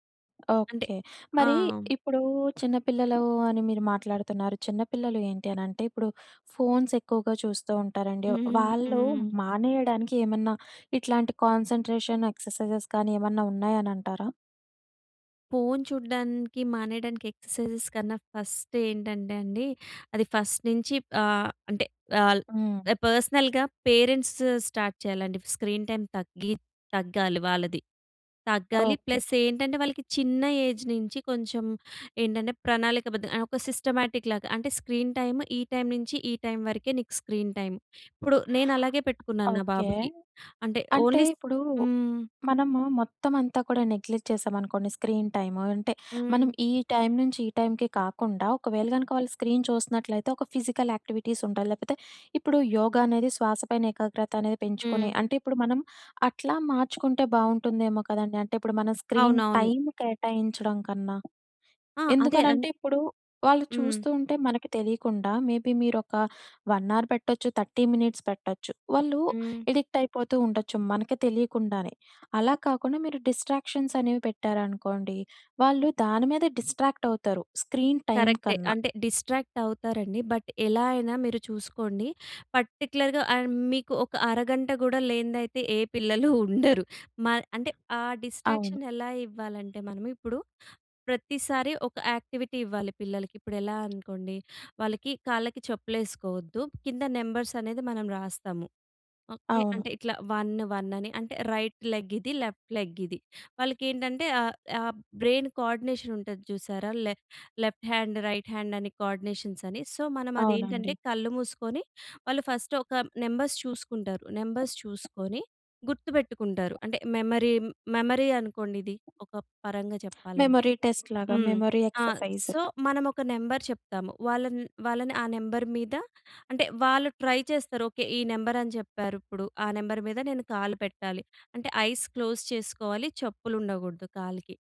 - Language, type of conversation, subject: Telugu, podcast, శ్వాసపై దృష్టి పెట్టడం మీకు ఎలా సహాయపడింది?
- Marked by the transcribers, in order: in English: "ఫోన్స్"; in English: "కాన్సంట్రేషన్ ఎక్ససైజ్స్"; in English: "ఎక్ససైజెస్"; other background noise; in English: "ఫస్ట్"; in English: "ఫస్ట్"; in English: "పర్సనల్‌గా పేరెంట్స్ స్టార్ట్"; in English: "స్క్రీన్ టైమ్"; in English: "ప్లస్"; in English: "ఏజ్"; in English: "సిస్టమాటిక్"; in English: "స్క్రీన్ టైమ్"; in English: "స్క్రీన్ టైమ్"; tapping; in English: "ఓన్లీ"; in English: "నెగ్లెక్ట్"; in English: "స్క్రీన్"; in English: "స్క్రీన్"; in English: "ఫిజికల్ యాక్టివిటీస్"; in English: "స్క్రీన్ టైమ్"; in English: "మే బీ"; in English: "వన్ ఆర్"; in English: "థర్టీ మినిట్స్"; in English: "ఎడిక్ట్"; in English: "డిస్ట్రాక్షన్స్"; in English: "డిస్ట్రాక్ట్"; in English: "స్క్రీన్ టైమ్"; in English: "డిస్ట్రాక్ట్"; in English: "బట్"; in English: "పర్టిక్యులర్‌గా అండ్"; giggle; in English: "డిస్ట్రాక్షన్"; in English: "యాక్టివిటీ"; in English: "వన్ వన్"; in English: "రైట్ లెగ్"; in English: "లెఫ్ట్ లెగ్"; in English: "బ్రెయిన్ కోఆర్డినేషన్"; in English: "లె లెఫ్ట్ లెఫ్ట్ హ్యాండ్, రైట్ హ్యాండ్"; in English: "కోఆర్డినేషన్స్"; in English: "సో"; in English: "ఫస్ట్"; in English: "నెంబర్స్"; in English: "నెంబర్స్"; in English: "మెమరీ, మెమరీ"; in English: "మెమొరీ టెస్ట్"; in English: "మెమొరీ ఎక్ససైజ్"; in English: "సో"; in English: "నంబర్"; in English: "నంబర్"; in English: "ట్రై"; in English: "నంబర్"; in English: "నంబర్"; in English: "ఐస్ క్లోజ్"